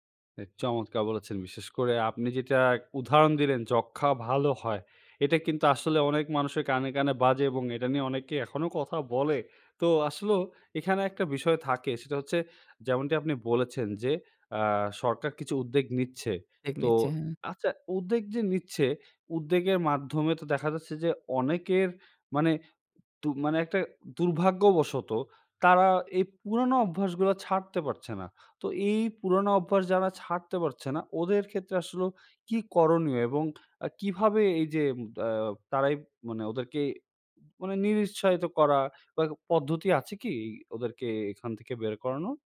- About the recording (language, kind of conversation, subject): Bengali, podcast, শহরে সহজভাবে সবুজ জীবন বজায় রাখার সহজ কৌশলগুলো কী কী?
- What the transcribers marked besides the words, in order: "আসলেও" said as "আসলও"; other background noise